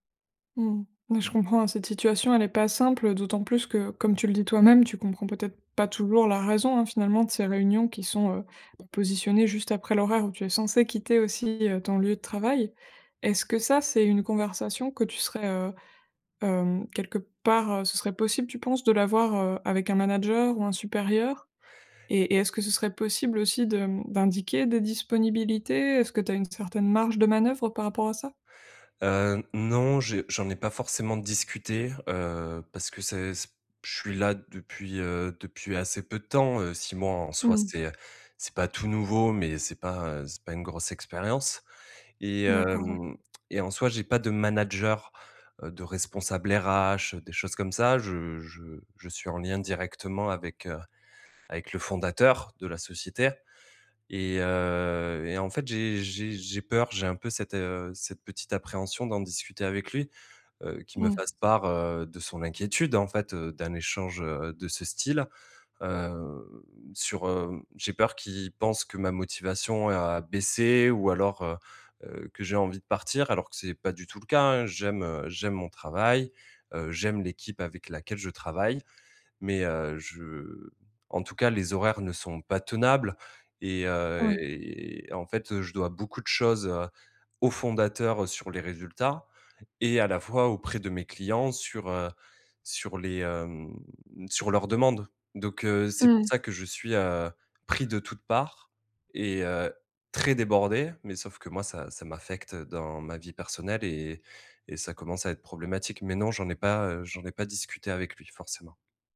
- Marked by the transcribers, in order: tapping; other background noise; drawn out: "hem"; stressed: "très"
- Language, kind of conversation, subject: French, advice, Comment l’épuisement professionnel affecte-t-il votre vie personnelle ?